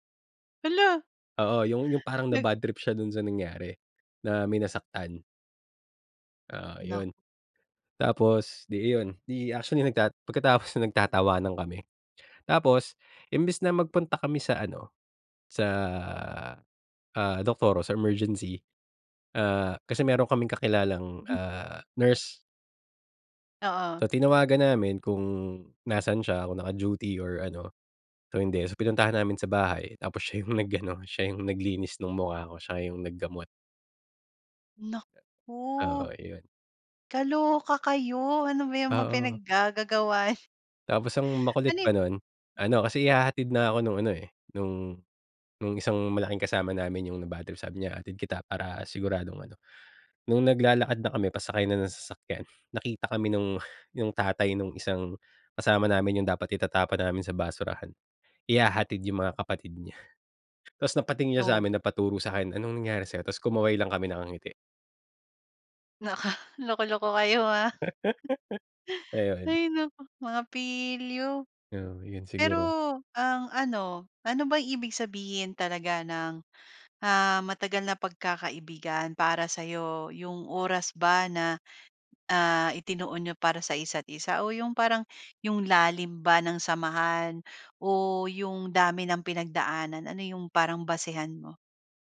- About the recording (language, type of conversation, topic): Filipino, podcast, Paano mo pinagyayaman ang matagal na pagkakaibigan?
- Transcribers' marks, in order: surprised: "Hala!"; laughing while speaking: "nag-ano"; laughing while speaking: "loko-loko kayo ha"; chuckle; breath